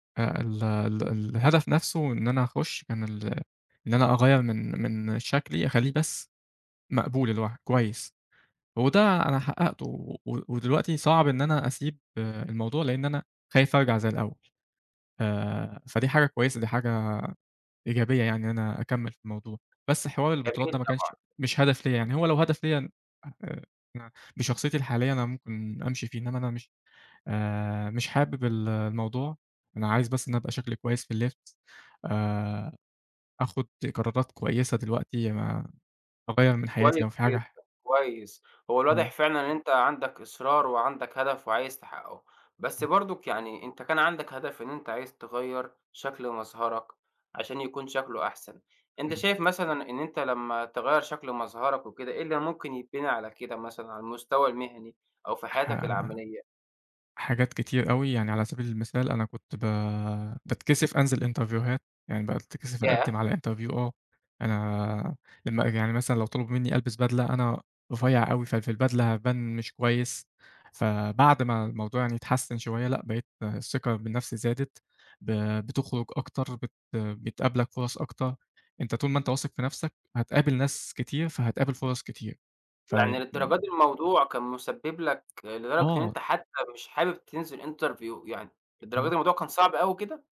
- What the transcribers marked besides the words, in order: in English: "إنترفيوهات"; in English: "interview"; in English: "interview"
- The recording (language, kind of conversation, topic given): Arabic, podcast, إزاي بتتعامل مع الخوف من التغيير؟